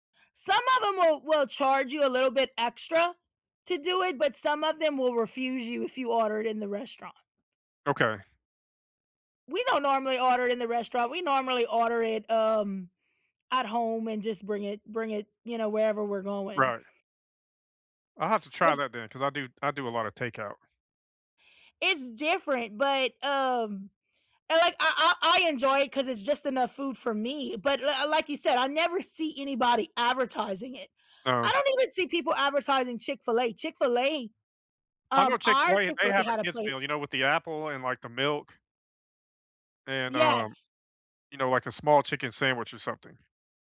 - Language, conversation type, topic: English, unstructured, What do you think about fast food marketing aimed at children?
- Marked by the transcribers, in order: none